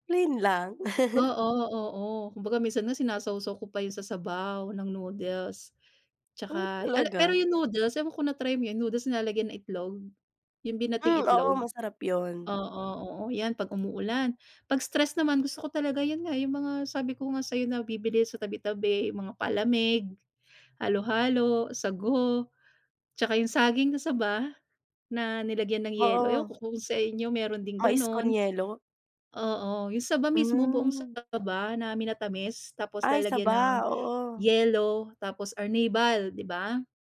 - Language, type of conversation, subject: Filipino, podcast, Ano ang paborito mong pagkaing pampagaan ng pakiramdam, at bakit?
- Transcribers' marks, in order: chuckle